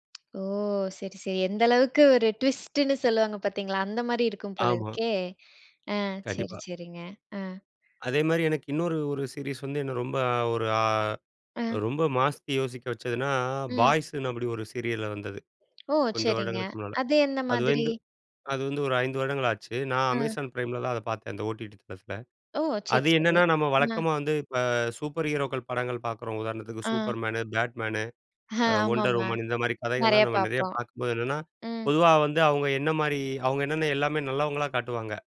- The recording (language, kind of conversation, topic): Tamil, podcast, உங்களை முழுமையாக மூழ்கடித்த ஒரு தொடர் அனுபவத்தைப் பற்றி சொல்ல முடியுமா?
- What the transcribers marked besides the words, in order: other noise; laughing while speaking: "எந்த அளவுக்கு ஒரு ட்விஸ்ட்டுன்னு சொல்லுவாங்க பாத்தீங்களா, அந்த மாரி இருக்கும் போல இருக்கே"; tapping; inhale; laughing while speaking: "ஆ, ஆமாமா"